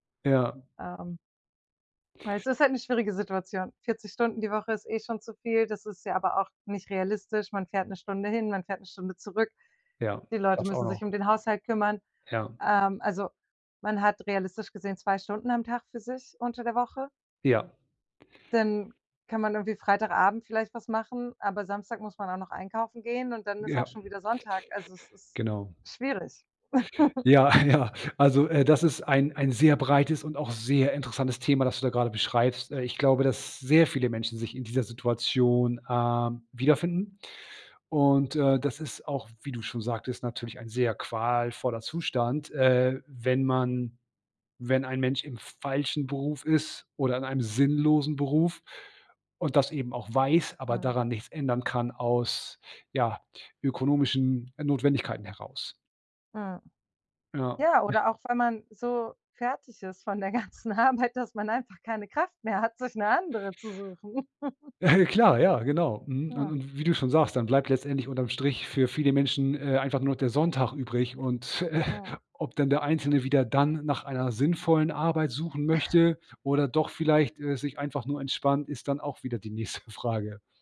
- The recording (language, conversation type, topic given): German, podcast, Was bedeutet sinnvolles Arbeiten für dich?
- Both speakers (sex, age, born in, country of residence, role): female, 30-34, Germany, Germany, guest; male, 40-44, Germany, Germany, host
- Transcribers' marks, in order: chuckle; laughing while speaking: "ja"; drawn out: "qualvoller"; chuckle; laughing while speaking: "von der ganzen Arbeit"; chuckle; chuckle; chuckle; laughing while speaking: "nächste"